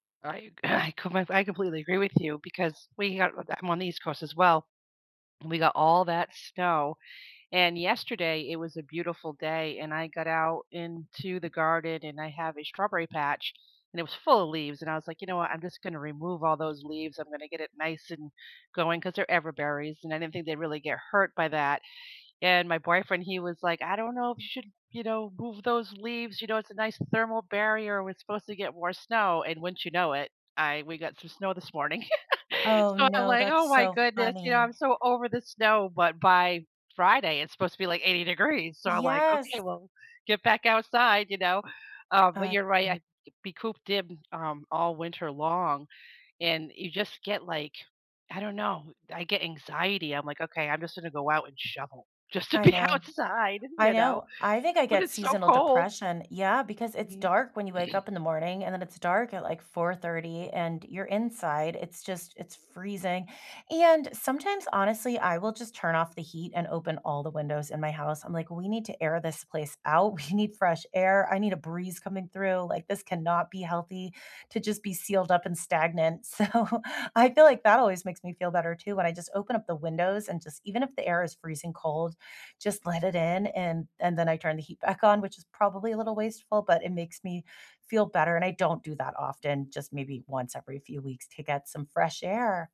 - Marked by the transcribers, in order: throat clearing; tapping; other background noise; laugh; laughing while speaking: "be outside"; throat clearing; laughing while speaking: "So"
- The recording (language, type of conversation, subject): English, unstructured, How can spending time in nature improve your mood?
- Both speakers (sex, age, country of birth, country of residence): female, 35-39, United States, United States; female, 55-59, United States, United States